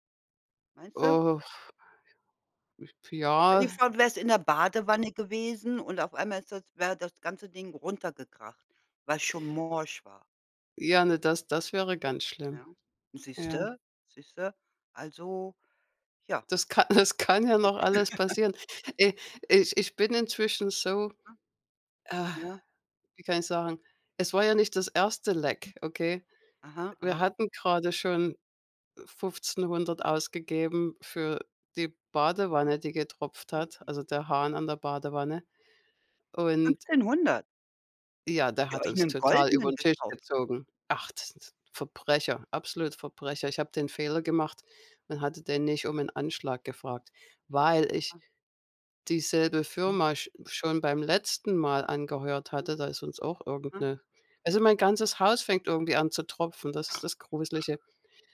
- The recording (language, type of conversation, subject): German, unstructured, Wie gehst du mit unerwarteten Ausgaben um?
- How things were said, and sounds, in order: other noise; laughing while speaking: "das kann"; chuckle; other background noise